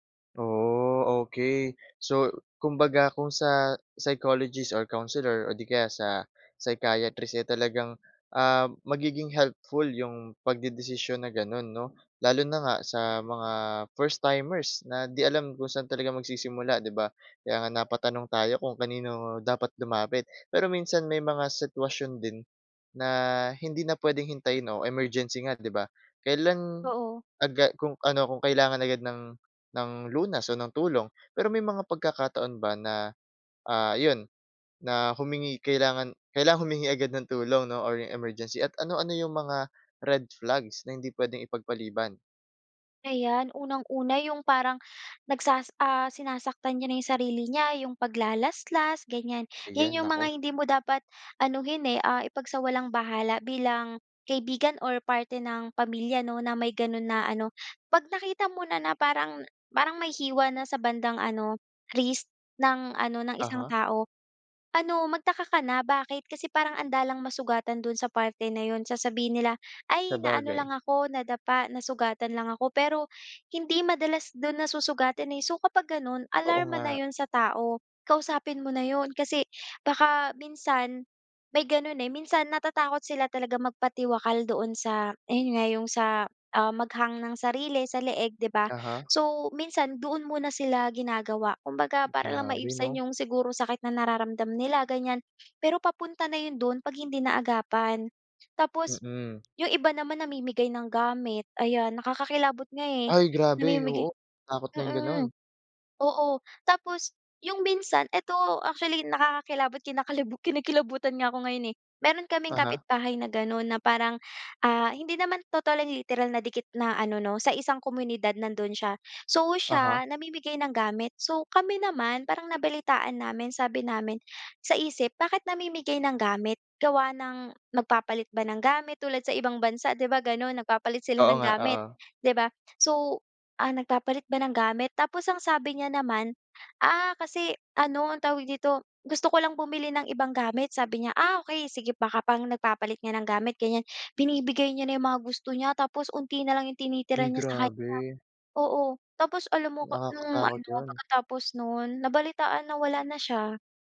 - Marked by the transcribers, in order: other background noise
- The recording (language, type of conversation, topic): Filipino, podcast, Paano mo malalaman kung oras na para humingi ng tulong sa doktor o tagapayo?